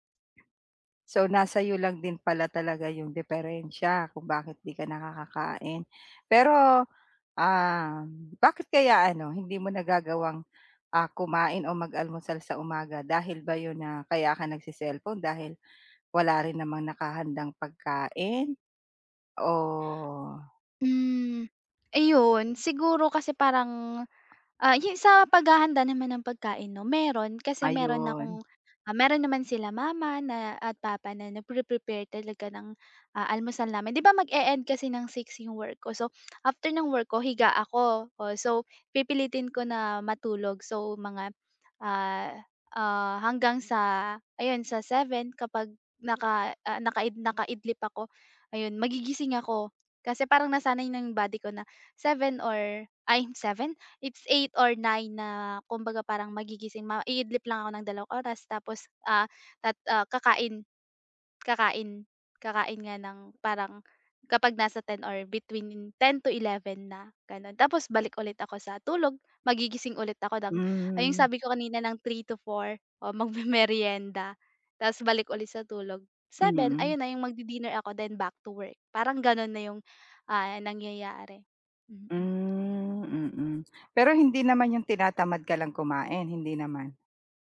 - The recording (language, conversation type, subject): Filipino, advice, Paano ako makakapagplano ng oras para makakain nang regular?
- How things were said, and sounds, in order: tapping; other background noise